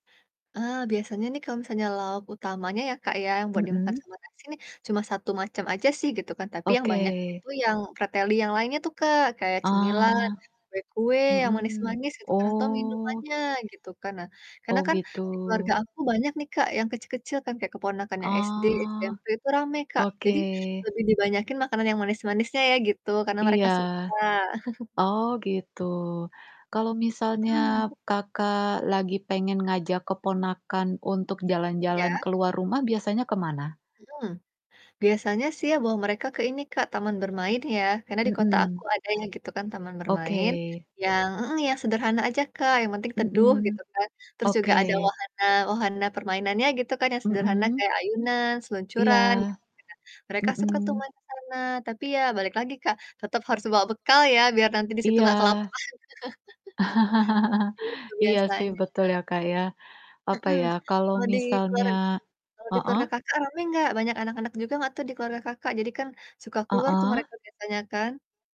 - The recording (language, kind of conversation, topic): Indonesian, unstructured, Bagaimana kamu biasanya menghabiskan waktu bersama keluarga?
- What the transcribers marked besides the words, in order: static; distorted speech; background speech; other background noise; chuckle; tapping; chuckle; laughing while speaking: "kelaparan"; laugh